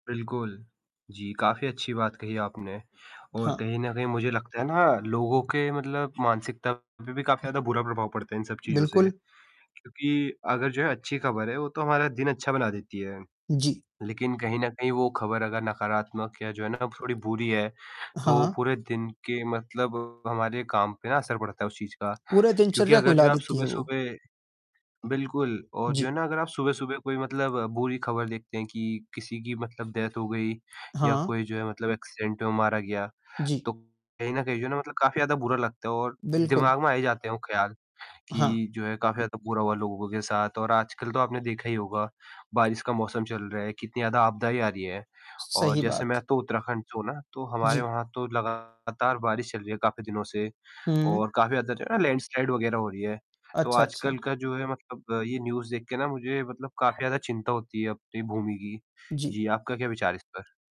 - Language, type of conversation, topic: Hindi, unstructured, क्या आपको लगता है कि खबरें अधिक नकारात्मक होती हैं या अधिक सकारात्मक?
- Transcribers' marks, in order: distorted speech; tapping; in English: "डेथ"; in English: "एक्सीडेंट"; other background noise; in English: "लैंडस्लाइड"; in English: "न्यूज़"